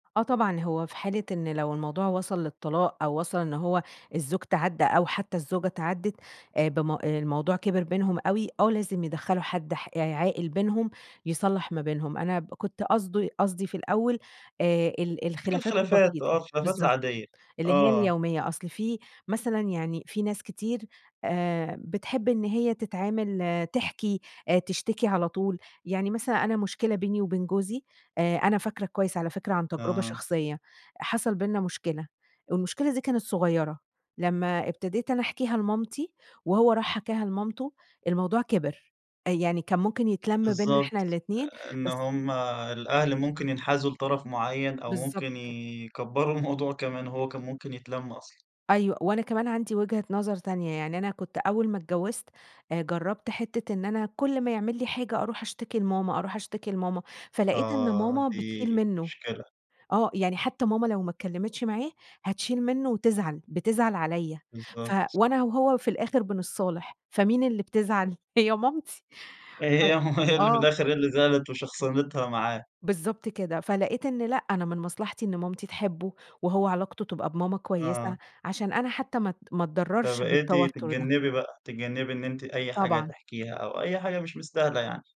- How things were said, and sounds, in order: unintelligible speech; laughing while speaking: "يكبّروا الموضوع"; laughing while speaking: "هي مامتي"; laugh; laughing while speaking: "المهم هي اللي في الآخر هي اللي زعلِت"
- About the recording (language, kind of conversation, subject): Arabic, podcast, إنت شايف العيلة المفروض تتدخل في الصلح ولا تسيب الطرفين يحلوها بين بعض؟